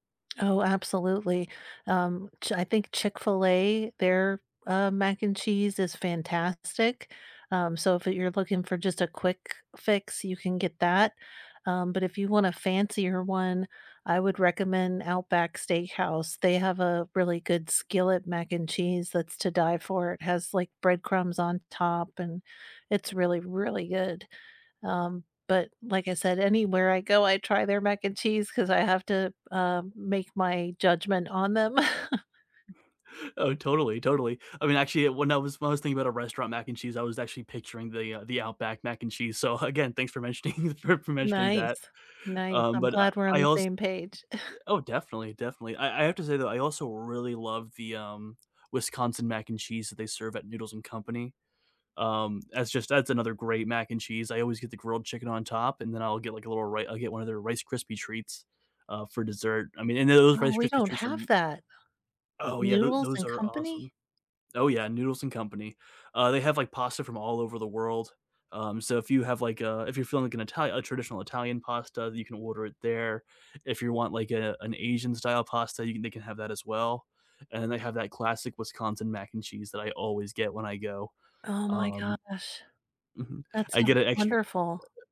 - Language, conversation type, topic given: English, unstructured, What is your go-to comfort food, and what memory do you associate with it?
- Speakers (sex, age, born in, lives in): female, 45-49, United States, United States; male, 30-34, United States, United States
- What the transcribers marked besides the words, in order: chuckle; tapping; laughing while speaking: "again"; laughing while speaking: "mentioning"; chuckle